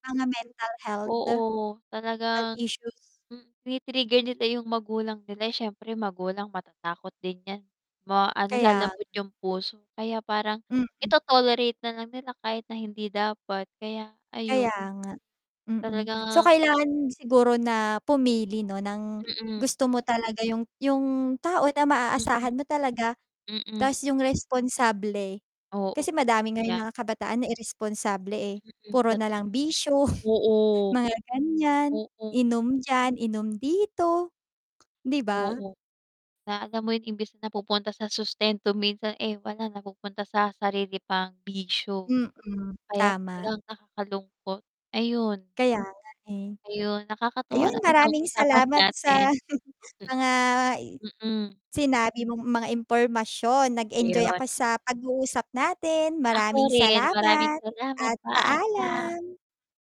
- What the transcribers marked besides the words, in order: static; distorted speech; wind; tapping; chuckle; chuckle
- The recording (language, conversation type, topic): Filipino, unstructured, Paano mo malalaman kung handa ka na sa isang relasyon?